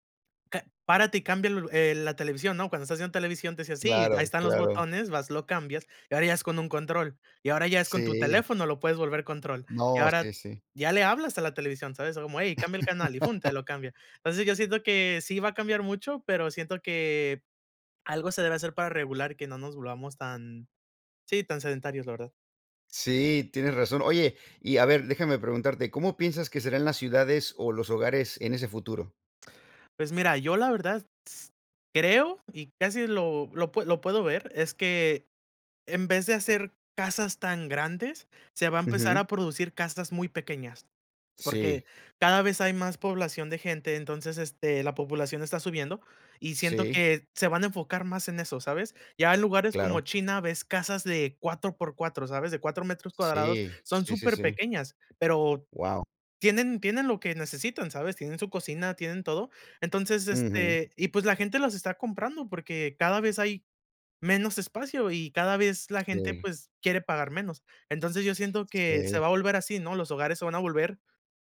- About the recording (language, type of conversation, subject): Spanish, unstructured, ¿Cómo te imaginas el mundo dentro de 100 años?
- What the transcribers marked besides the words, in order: laugh